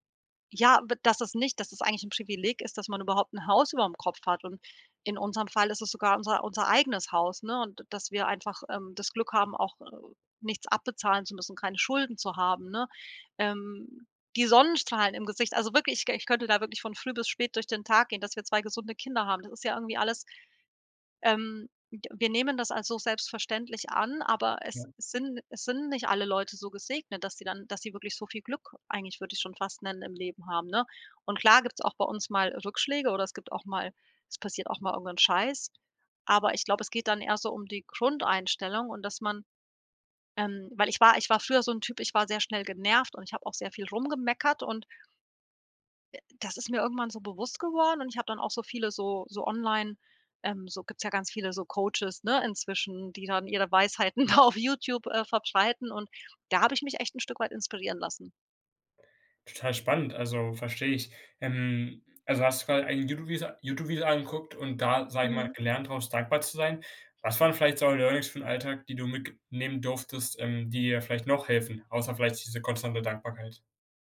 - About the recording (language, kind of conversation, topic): German, podcast, Welche kleinen Alltagsfreuden gehören bei dir dazu?
- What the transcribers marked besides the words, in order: laughing while speaking: "da auf"; in English: "Learnings"; stressed: "noch"